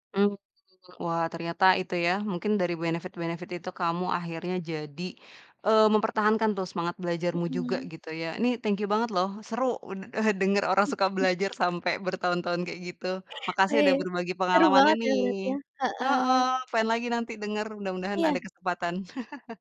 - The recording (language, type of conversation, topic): Indonesian, podcast, Bagaimana cara Anda tetap semangat belajar sepanjang hidup?
- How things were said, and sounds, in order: other background noise; in English: "benefit-benefit"; in English: "thank you"; unintelligible speech; chuckle; laugh; laugh